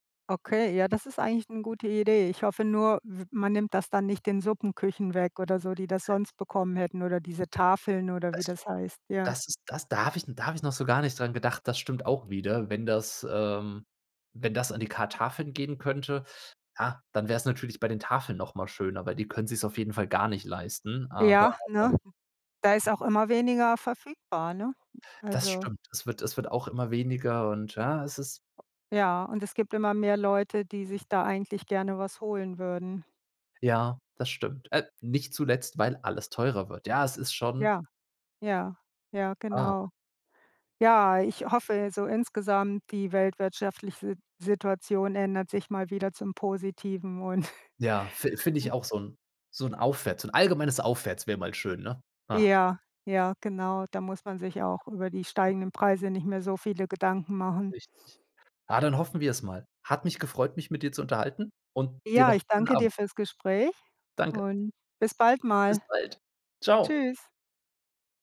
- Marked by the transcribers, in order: other background noise; chuckle
- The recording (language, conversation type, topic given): German, unstructured, Was denkst du über die steigenden Preise im Alltag?